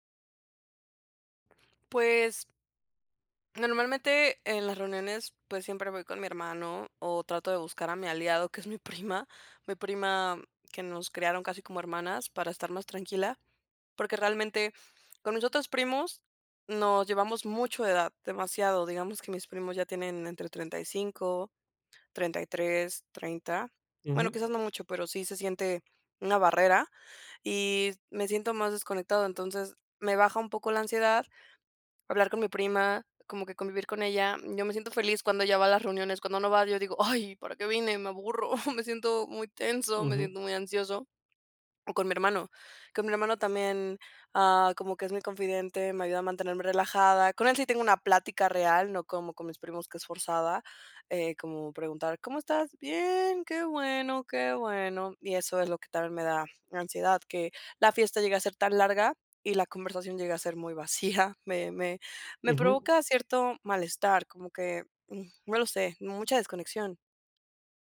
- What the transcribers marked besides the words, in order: other background noise
- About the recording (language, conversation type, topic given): Spanish, advice, ¿Cómo manejar la ansiedad antes de una fiesta o celebración?